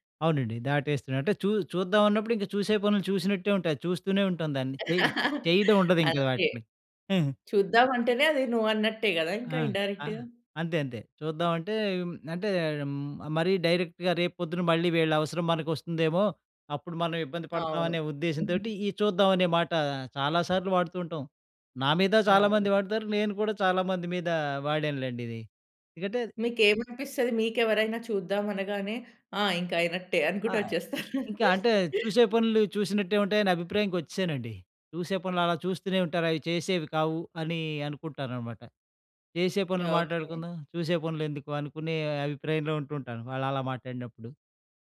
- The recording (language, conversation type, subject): Telugu, podcast, ఎలా సున్నితంగా ‘కాదు’ చెప్పాలి?
- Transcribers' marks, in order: laugh; in English: "నో"; chuckle; in English: "ఇన్‌డైరెక్ట్‌గా"; in English: "డైరెక్ట్‌గా"; chuckle; laugh